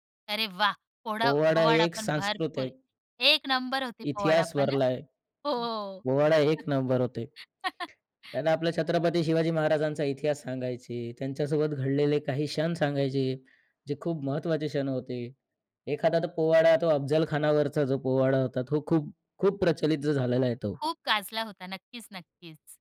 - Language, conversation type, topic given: Marathi, podcast, एखादं गाणं ऐकताच तुम्हाला बालपण लगेच आठवतं का?
- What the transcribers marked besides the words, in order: tapping; other noise; laugh